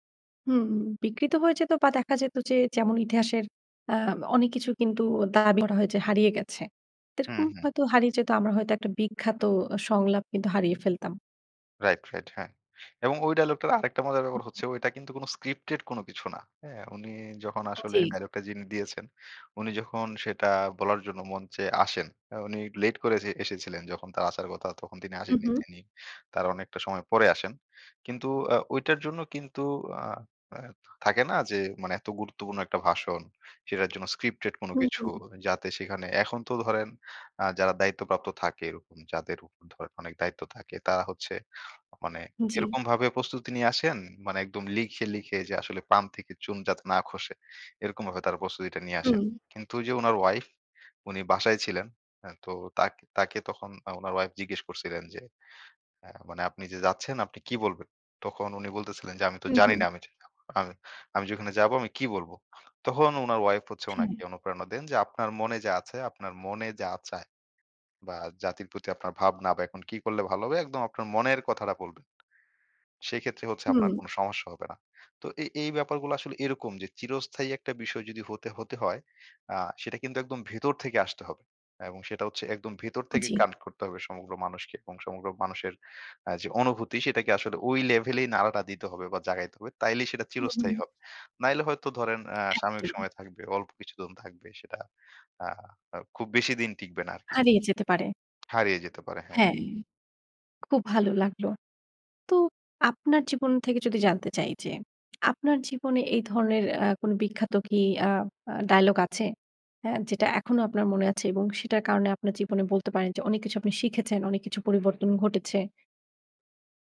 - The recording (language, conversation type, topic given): Bengali, podcast, একটি বিখ্যাত সংলাপ কেন চিরস্থায়ী হয়ে যায় বলে আপনি মনে করেন?
- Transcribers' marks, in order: "সেরকম" said as "তেরকম"; in English: "স্ক্রিপ্টেড"; unintelligible speech